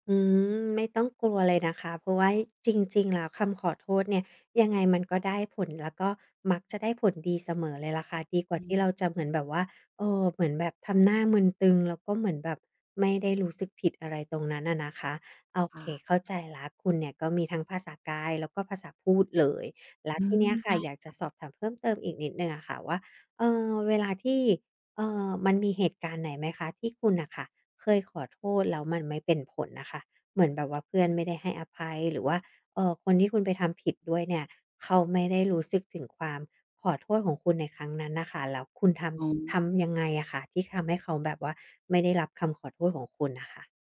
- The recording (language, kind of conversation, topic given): Thai, advice, จะเริ่มขอโทษอย่างจริงใจและรับผิดชอบต่อความผิดของตัวเองอย่างไรดี?
- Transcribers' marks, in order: tapping